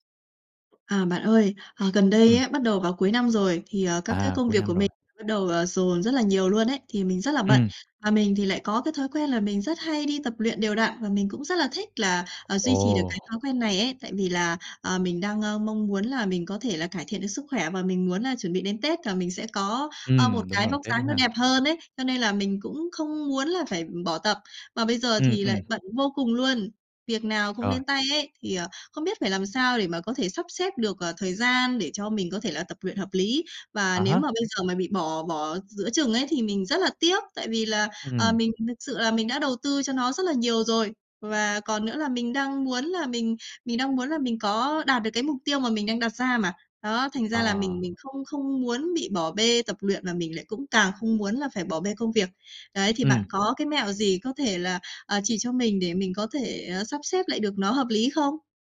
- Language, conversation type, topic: Vietnamese, advice, Làm sao sắp xếp thời gian để tập luyện khi tôi quá bận rộn?
- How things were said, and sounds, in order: tapping; other background noise